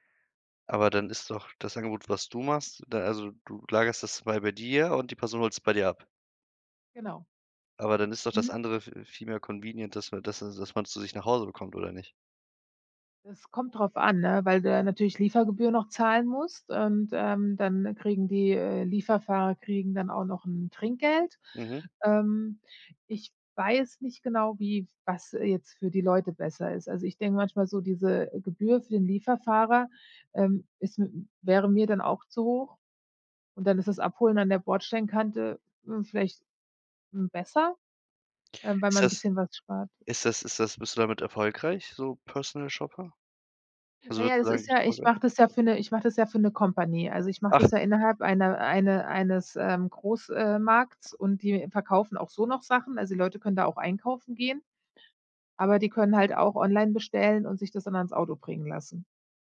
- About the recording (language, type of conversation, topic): German, podcast, Wie triffst du Entscheidungen bei großen Lebensumbrüchen wie einem Umzug?
- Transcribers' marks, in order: in English: "convenient"; surprised: "Ach"